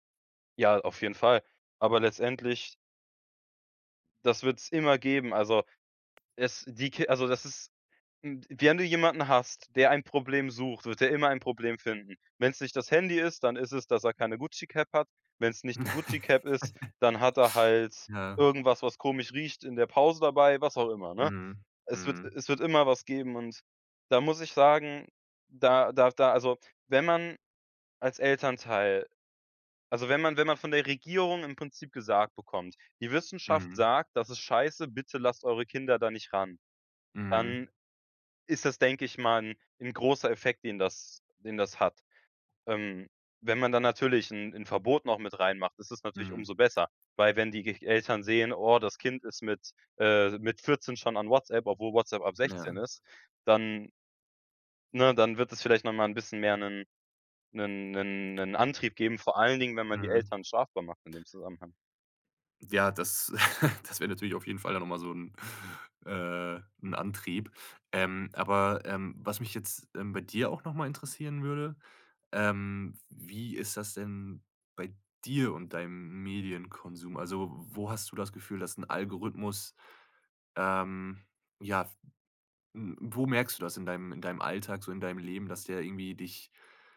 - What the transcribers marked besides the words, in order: laugh; other background noise; chuckle
- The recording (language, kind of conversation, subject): German, podcast, Wie prägen Algorithmen unseren Medienkonsum?